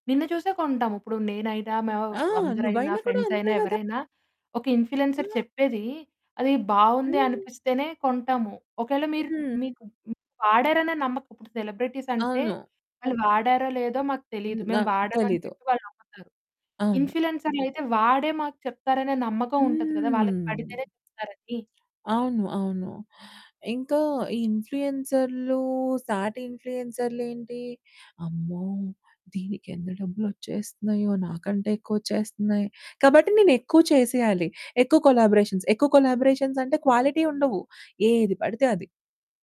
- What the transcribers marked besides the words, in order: in English: "ఇన్‌ఫ్లియెన్సర్"; other background noise; drawn out: "హ్మ్"; in English: "కొలాబరేషన్స్"; in English: "క్వాలిటీ"
- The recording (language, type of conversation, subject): Telugu, podcast, ఇన్ఫ్లుఎన్సర్‌లు డబ్బు ఎలా సంపాదిస్తారు?